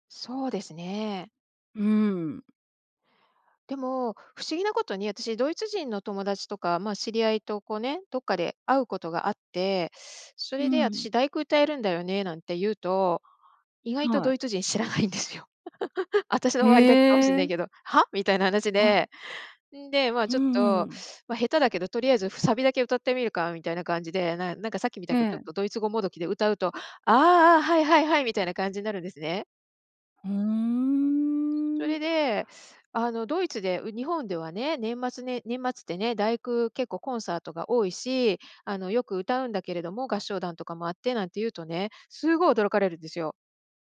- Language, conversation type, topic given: Japanese, podcast, 人生の最期に流したい「エンディング曲」は何ですか？
- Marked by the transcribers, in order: laughing while speaking: "知らないんですよ"; laugh